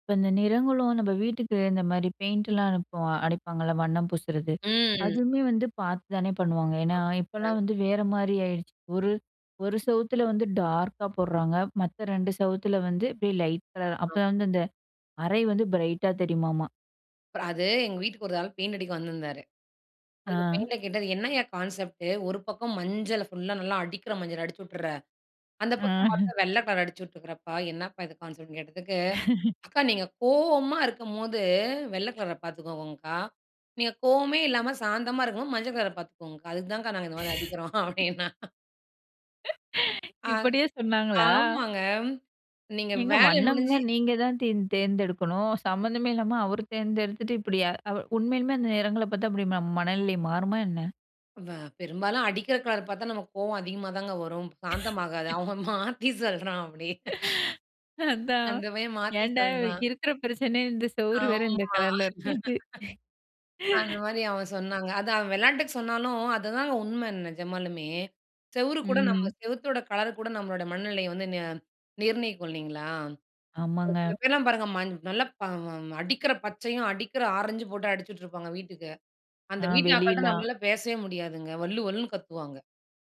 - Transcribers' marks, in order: other background noise; in English: "கான்செப்ட்டு?"; laughing while speaking: "ஆ"; in English: "கான்செப்ட்"; laugh; laughing while speaking: "மாதிரி அடிக்கிறோம் அப்படின்னான்"; laugh; laughing while speaking: "இப்டியே சொன்னாங்களா?"; laugh; laughing while speaking: "அவன் மாத்தி சொல்றான் அப்டி"; laughing while speaking: "அதான். ஏன்டா இருக்கிற பிரச்சனைல இந்த சுவரு வேற இந்த கலர்ல இருக்குன்ட்டு"; laugh; "வெளியில்தான்" said as "வெளியிலான்"
- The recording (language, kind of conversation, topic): Tamil, podcast, நிறங்கள் உங்கள் மனநிலையை எவ்வாறு பாதிக்கின்றன?